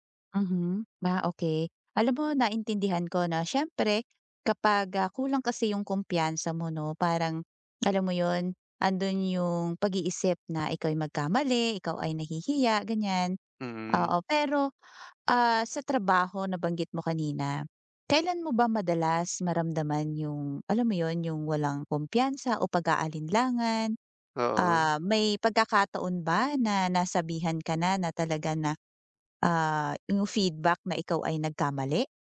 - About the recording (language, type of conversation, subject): Filipino, advice, Paano ko mapapanatili ang kumpiyansa sa sarili kahit hinuhusgahan ako ng iba?
- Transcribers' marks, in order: other background noise